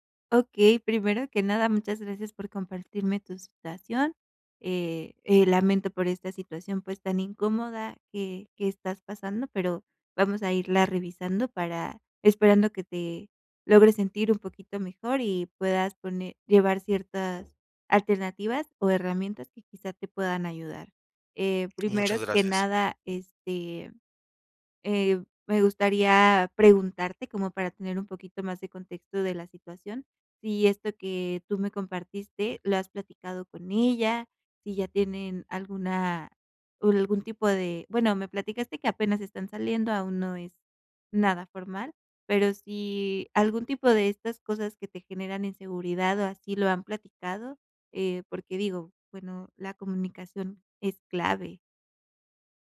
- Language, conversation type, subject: Spanish, advice, ¿Qué tipo de celos sientes por las interacciones en redes sociales?
- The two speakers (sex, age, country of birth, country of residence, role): female, 25-29, Mexico, Mexico, advisor; male, 35-39, Mexico, Mexico, user
- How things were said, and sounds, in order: none